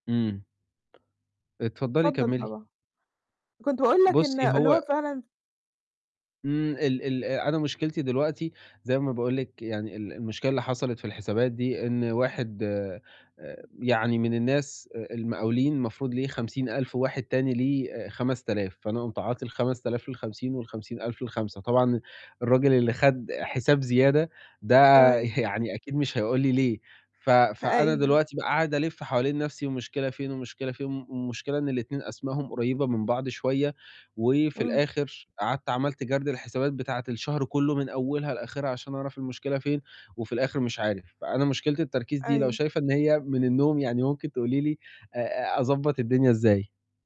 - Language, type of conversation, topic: Arabic, advice, إزاي أقدر أحافظ على تركيز ثابت طول اليوم وأنا بشتغل؟
- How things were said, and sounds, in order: tapping; laughing while speaking: "يعني"; distorted speech